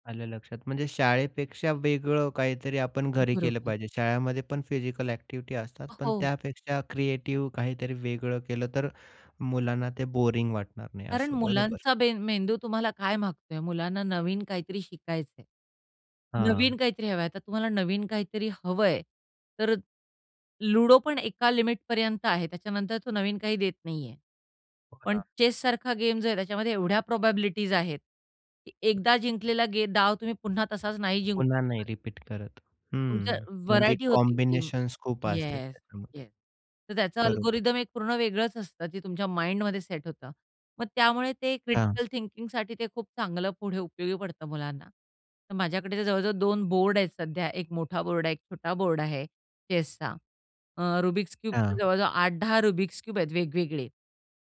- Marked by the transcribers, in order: other noise; other background noise; in English: "कॉम्बिनेशन्स"; in English: "ॲल्गोरिदम"; in English: "माइंडमध्ये"; in English: "क्रिटिकल थिंकिंगसाठी"; horn
- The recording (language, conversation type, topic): Marathi, podcast, लहान मुलांसाठी स्क्रीन वापराचे नियम तुम्ही कसे ठरवता?